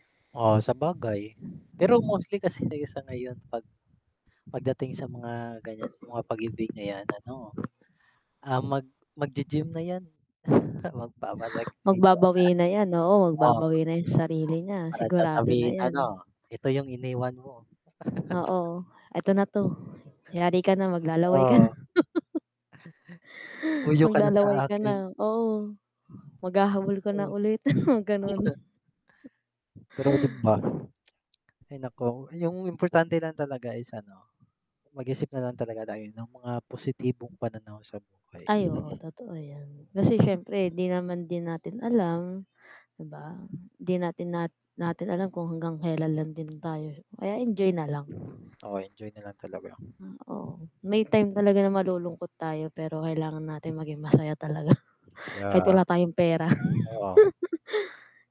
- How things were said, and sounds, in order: static; other background noise; wind; chuckle; unintelligible speech; tapping; chuckle; chuckle; cough; unintelligible speech; chuckle
- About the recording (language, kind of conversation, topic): Filipino, unstructured, Mas pipiliin mo bang maging masaya pero walang pera, o maging mayaman pero laging malungkot?